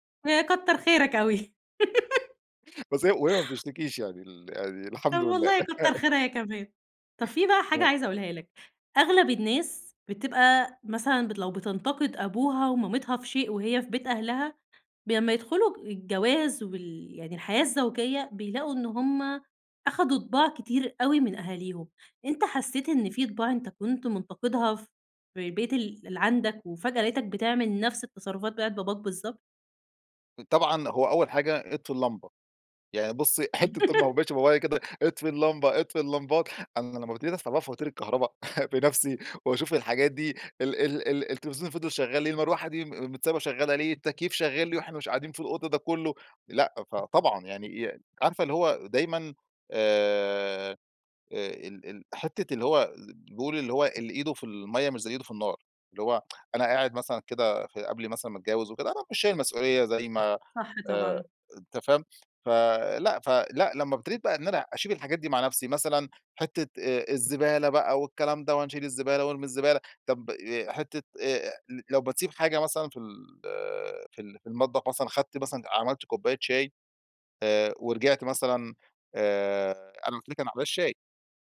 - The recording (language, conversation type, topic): Arabic, podcast, إزاي حياتك اتغيّرت بعد الجواز؟
- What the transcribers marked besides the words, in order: laugh; chuckle; laugh; chuckle; giggle; chuckle; laughing while speaking: "بنفسي"; other background noise; tsk